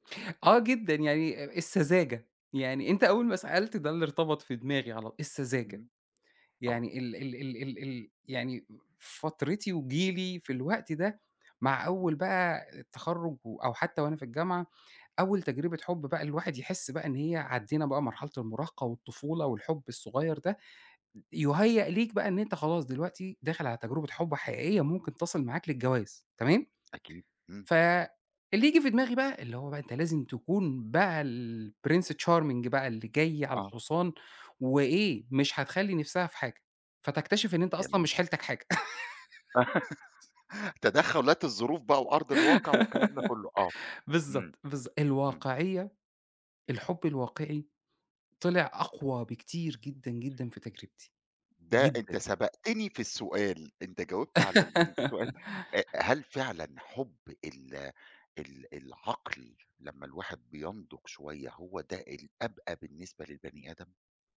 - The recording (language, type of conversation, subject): Arabic, podcast, إزاي بتعرف إن ده حب حقيقي؟
- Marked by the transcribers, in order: in English: "الPrince Charming"; laugh; chuckle; laugh; laugh